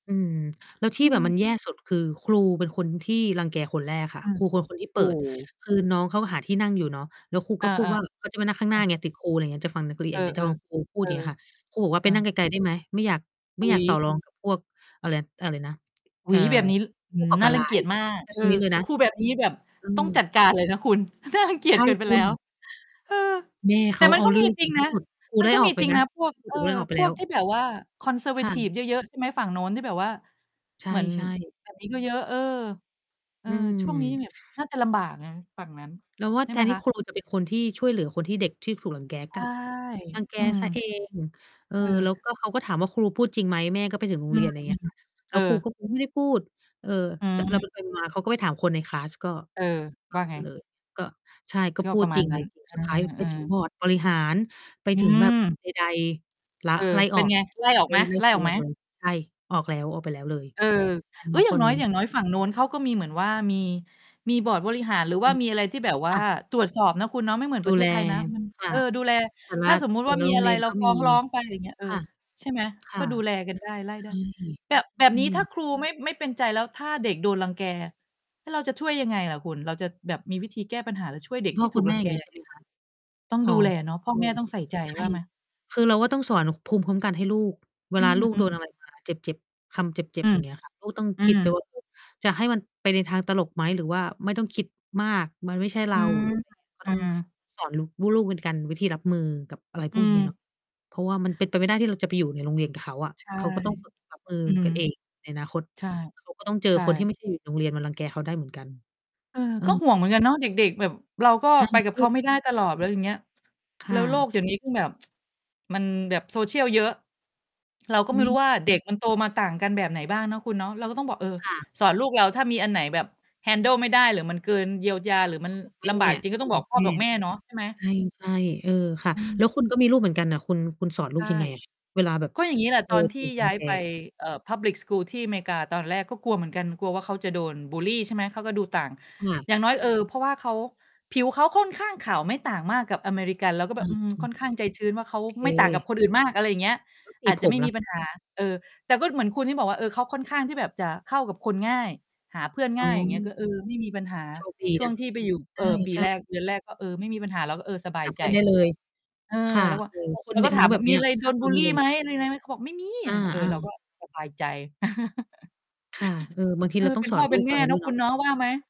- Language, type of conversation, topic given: Thai, unstructured, ทำไมเด็กบางคนถึงถูกเพื่อนรังแก?
- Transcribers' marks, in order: mechanical hum; distorted speech; unintelligible speech; static; laughing while speaking: "น่ารังเกียจเกินไปแล้ว"; in English: "Conservative"; unintelligible speech; in English: "Handle"; tapping; in English: "Public school"; laugh